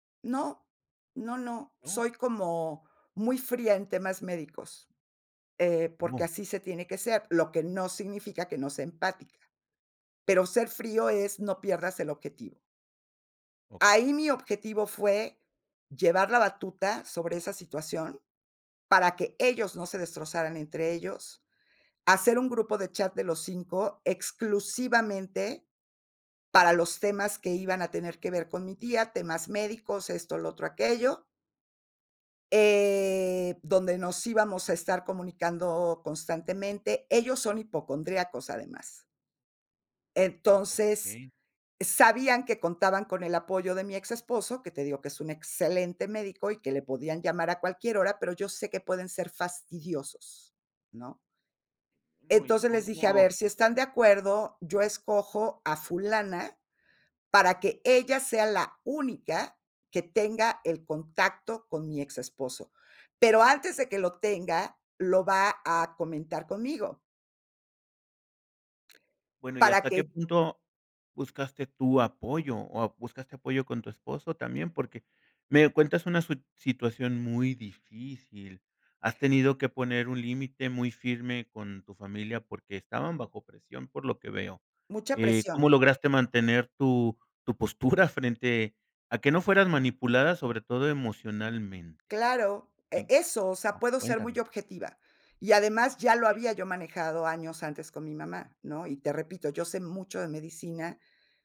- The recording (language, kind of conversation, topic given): Spanish, podcast, ¿Cómo manejas las decisiones cuando tu familia te presiona?
- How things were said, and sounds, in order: other background noise; chuckle